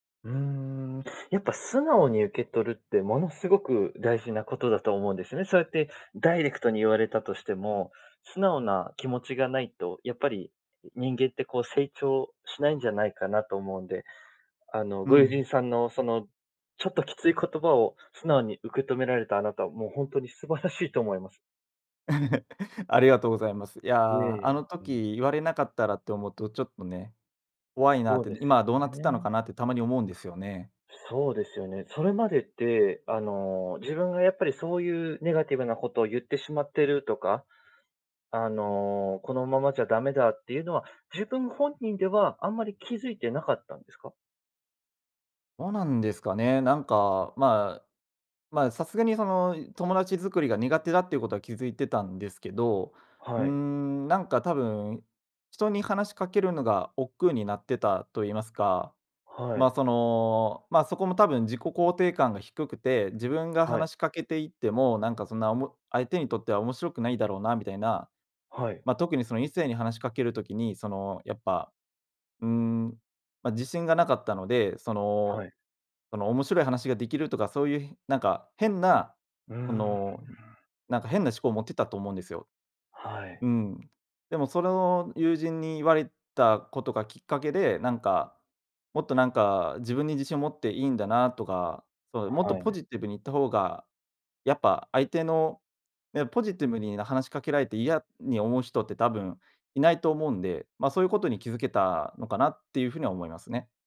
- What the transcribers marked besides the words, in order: other noise; laugh
- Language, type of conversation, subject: Japanese, podcast, 誰かの一言で人生の進む道が変わったことはありますか？